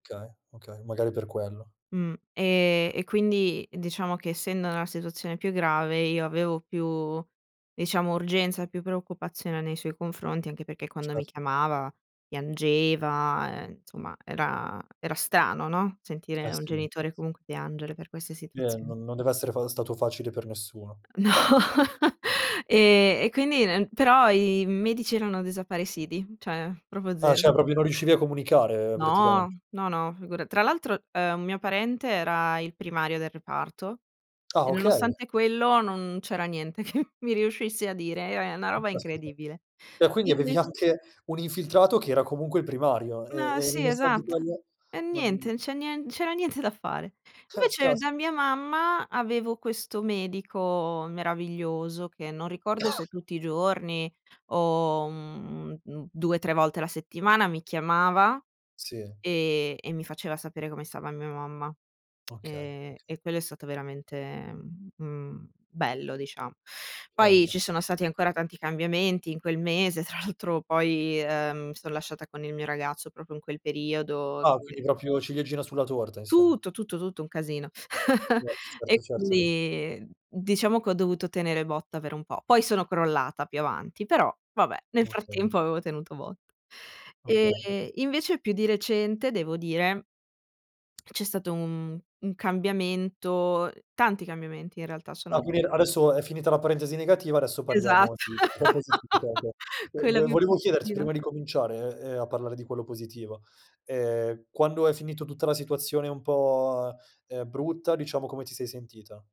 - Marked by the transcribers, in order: "Okay" said as "kay"; "insomma" said as "nzomma"; "strano" said as "stano"; "Eh" said as "ie"; laughing while speaking: "No"; in another language: "desaparecidi"; "cioè" said as "ceh"; "proprio" said as "propo"; "cioè" said as "ceh"; "proprio" said as "propio"; drawn out: "No"; laughing while speaking: "che"; laughing while speaking: "anche"; background speech; cough; other background noise; lip smack; laughing while speaking: "tra l'altro"; "proprio" said as "propo"; "proprio" said as "propio"; in English: "Yes"; chuckle; lip smack; laugh; unintelligible speech
- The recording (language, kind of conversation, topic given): Italian, podcast, Come affronti la paura quando la vita cambia all'improvviso?
- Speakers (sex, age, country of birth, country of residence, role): female, 25-29, Italy, Italy, guest; male, 30-34, Italy, Italy, host